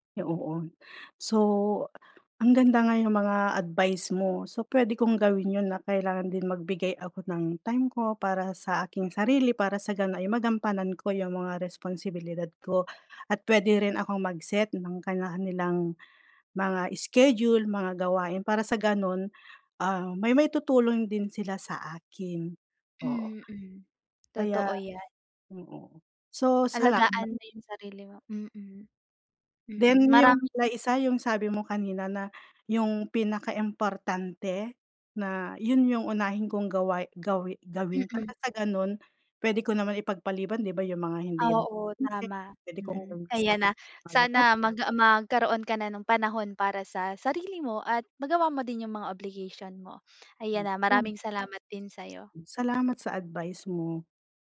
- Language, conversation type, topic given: Filipino, advice, Paano ko mababalanse ang obligasyon, kaligayahan, at responsibilidad?
- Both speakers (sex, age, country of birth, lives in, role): female, 20-24, Philippines, Philippines, advisor; female, 40-44, Philippines, Philippines, user
- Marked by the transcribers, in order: tapping; unintelligible speech; other background noise; unintelligible speech